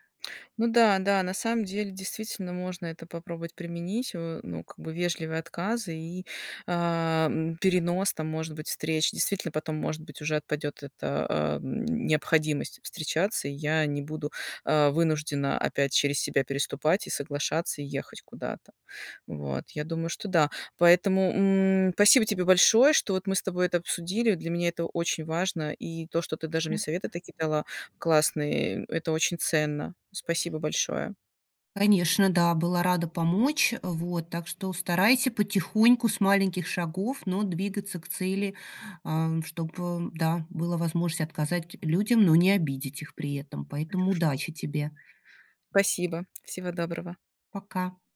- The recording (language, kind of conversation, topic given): Russian, advice, Как научиться говорить «нет», не расстраивая других?
- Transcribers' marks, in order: other noise